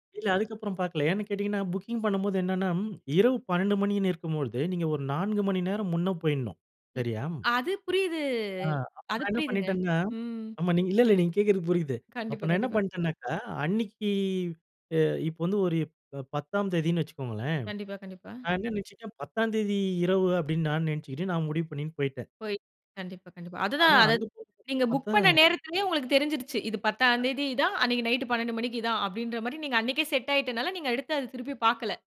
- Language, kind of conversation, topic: Tamil, podcast, விமானத்தை தவறவிட்டபோது நீங்கள் அதை எப்படிச் சமாளித்தீர்கள்?
- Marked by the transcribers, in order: drawn out: "புரியுது"; drawn out: "ம்"; "அன்னிக்கு" said as "அன்னைக்கி"; surprised: "அங்கு போய் பார்த்தா"; unintelligible speech